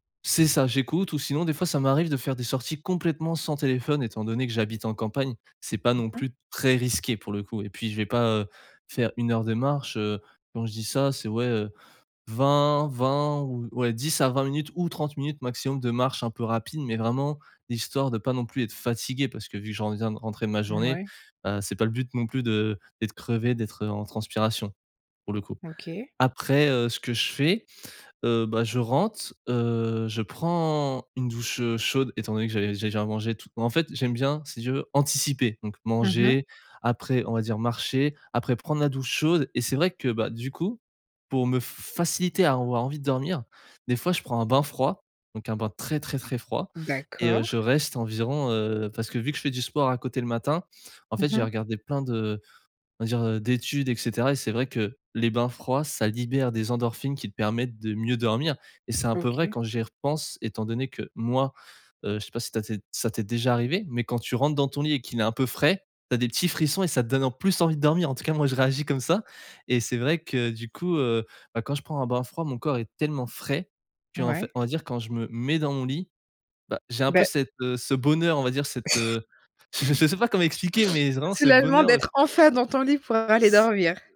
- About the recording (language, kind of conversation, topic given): French, podcast, Comment éviter de scroller sans fin le soir ?
- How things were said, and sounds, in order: tapping; stressed: "fatigué"; stressed: "anticiper"; stressed: "frais"; chuckle; sniff